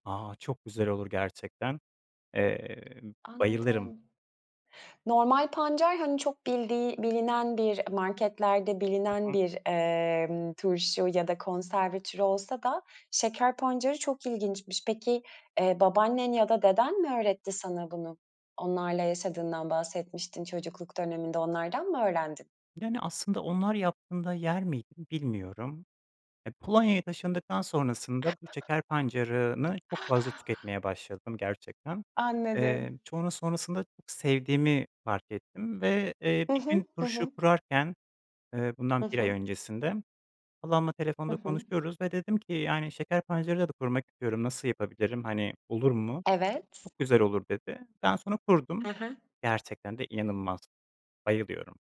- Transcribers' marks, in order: tapping; other background noise; other noise
- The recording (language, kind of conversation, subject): Turkish, podcast, Günlük yemek planını nasıl oluşturuyorsun?